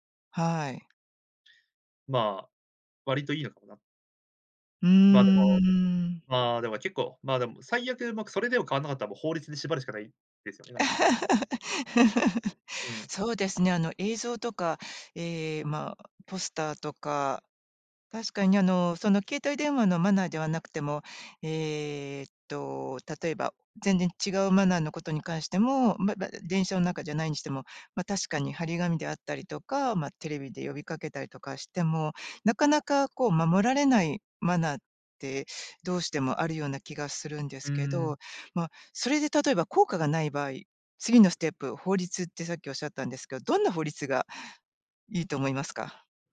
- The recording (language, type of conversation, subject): Japanese, podcast, 電車内でのスマホの利用マナーで、あなたが気になることは何ですか？
- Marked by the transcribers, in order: tapping; laugh